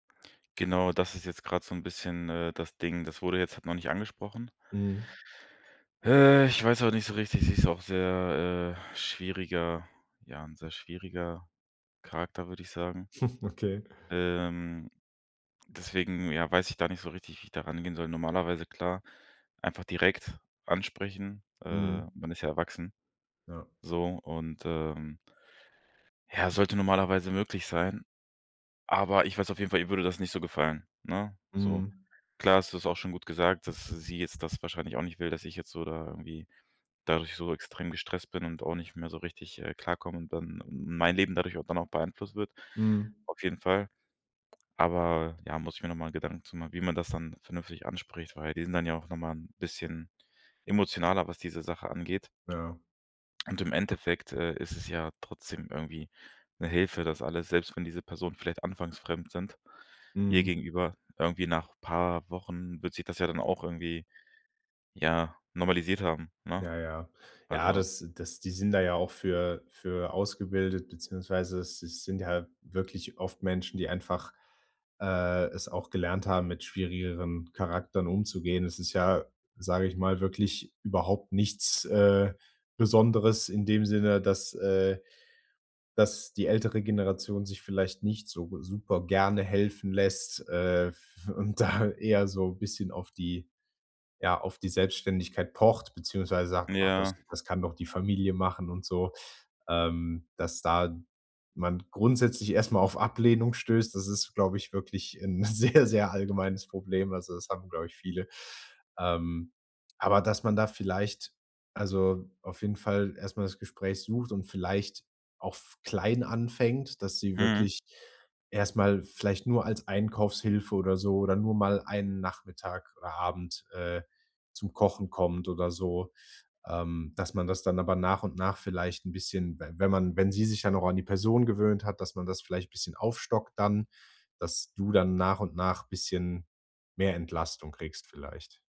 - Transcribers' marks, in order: chuckle; other background noise; "Charakteren" said as "Charaktern"; laughing while speaking: "sehr"
- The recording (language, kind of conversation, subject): German, advice, Wie kann ich nach der Trennung gesunde Grenzen setzen und Selbstfürsorge in meinen Alltag integrieren?